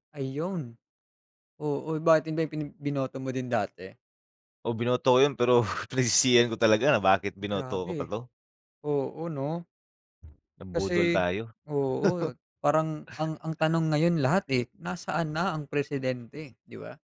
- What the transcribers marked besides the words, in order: laugh
- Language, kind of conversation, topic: Filipino, unstructured, Paano mo ipaliliwanag ang kahalagahan ng pagboto sa halalan?